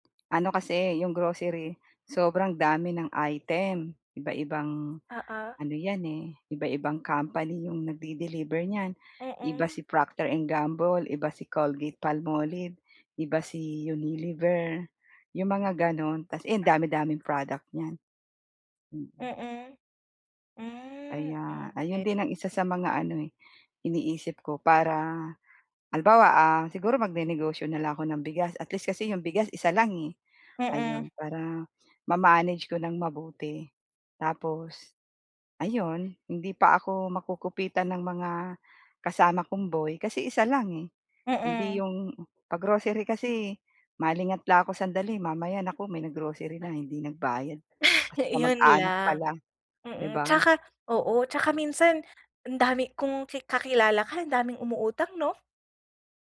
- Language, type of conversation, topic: Filipino, advice, Paano ko pamamahalaan ang limitadong pera habang lumalago ang negosyo ko?
- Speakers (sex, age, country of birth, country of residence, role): female, 20-24, Philippines, Philippines, advisor; female, 45-49, Philippines, Philippines, user
- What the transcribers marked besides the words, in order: chuckle